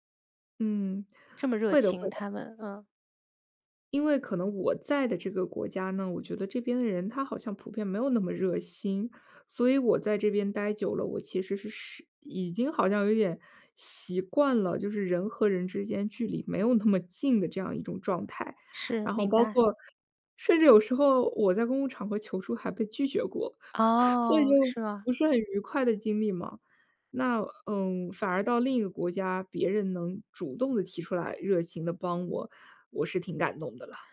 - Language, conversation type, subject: Chinese, podcast, 在旅行中，你有没有遇到过陌生人伸出援手的经历？
- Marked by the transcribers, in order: chuckle